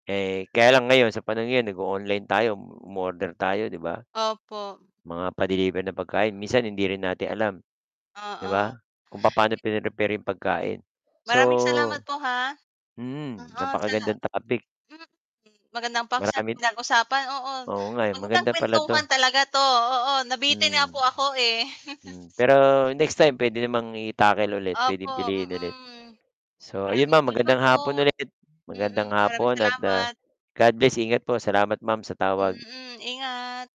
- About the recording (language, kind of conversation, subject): Filipino, unstructured, Mas pipiliin mo bang kumain sa labas o magluto sa bahay?
- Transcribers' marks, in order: other background noise; distorted speech; mechanical hum; static; chuckle